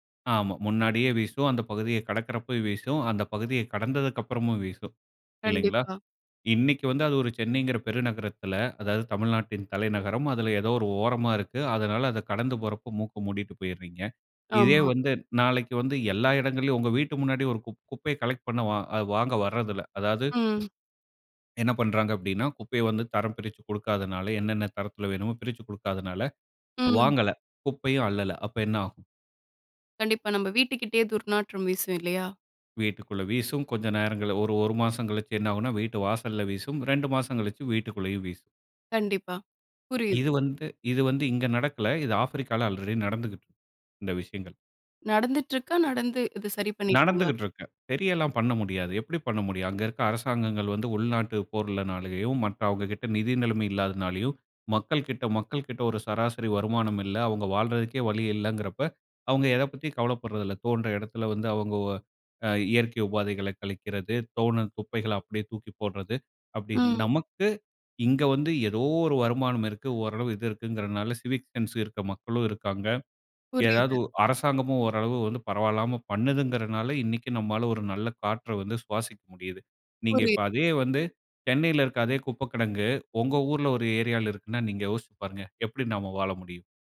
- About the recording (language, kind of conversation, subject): Tamil, podcast, குப்பை பிரித்தலை எங்கிருந்து தொடங்கலாம்?
- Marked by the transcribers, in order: teeth sucking; swallow; "குப்பைகள" said as "துப்பைகள"; in English: "சிவிக் சென்ஸ்"